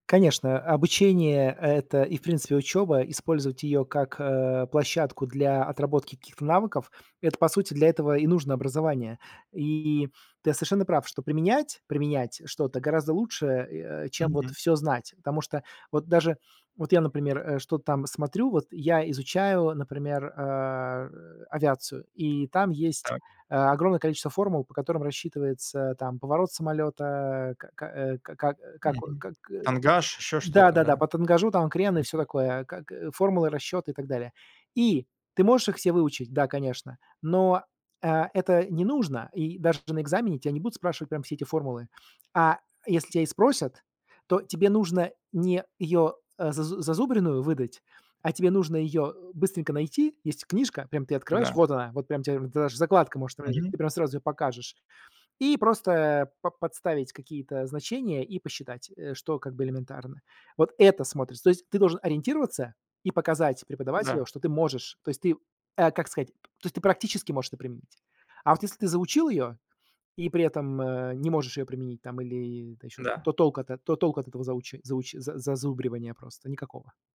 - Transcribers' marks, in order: stressed: "это"; tapping
- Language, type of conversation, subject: Russian, podcast, Как в вашей семье относились к учёбе и образованию?